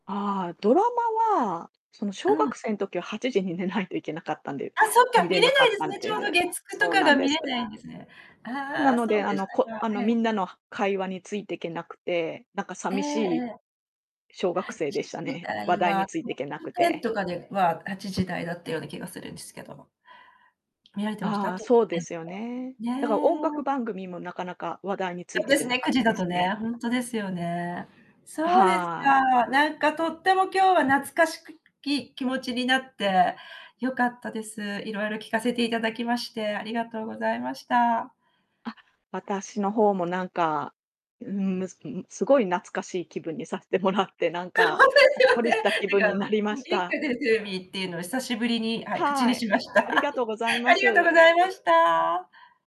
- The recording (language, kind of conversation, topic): Japanese, podcast, 子どもの頃に夢中になったテレビ番組は何ですか？
- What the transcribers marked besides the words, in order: distorted speech; other background noise; static; laughing while speaking: "ほんとですよね"; laugh